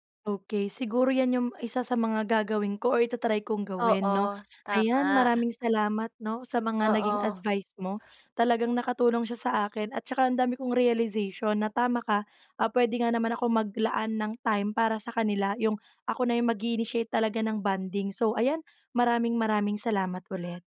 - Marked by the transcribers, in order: background speech
- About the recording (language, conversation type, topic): Filipino, advice, Paano ko haharapin ang pakiramdam na hindi ako kabilang sa barkada?